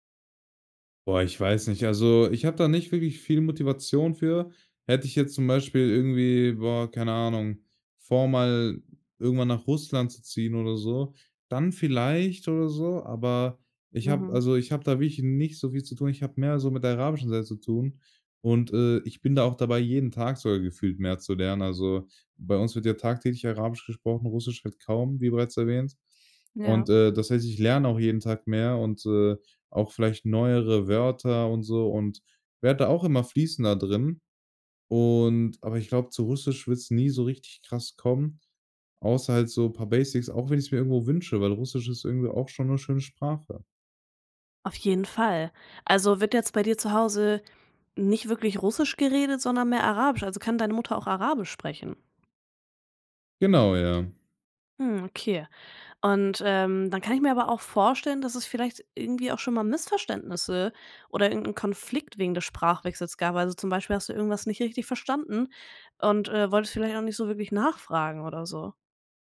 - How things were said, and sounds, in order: other background noise
- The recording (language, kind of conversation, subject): German, podcast, Wie gehst du mit dem Sprachwechsel in deiner Familie um?